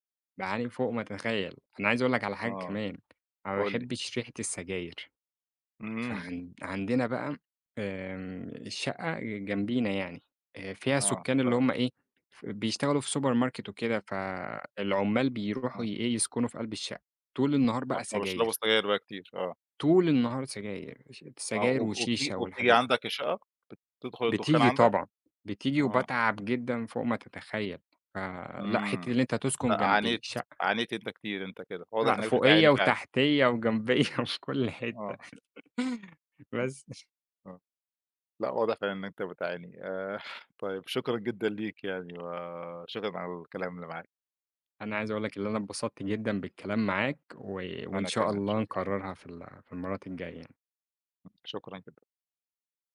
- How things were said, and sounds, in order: in English: "سوبر ماركت"; laugh; laughing while speaking: "وفي كل حتَّة بس"; tapping; chuckle
- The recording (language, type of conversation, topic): Arabic, podcast, إيه أهم صفات الجار الكويس من وجهة نظرك؟